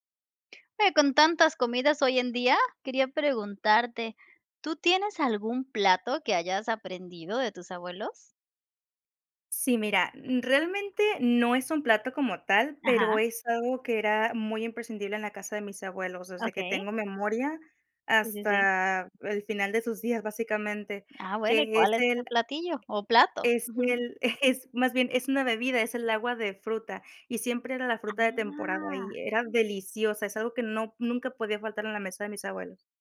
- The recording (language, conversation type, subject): Spanish, podcast, ¿Tienes algún plato que aprendiste de tus abuelos?
- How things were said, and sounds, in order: tapping; chuckle; chuckle; drawn out: "Ah"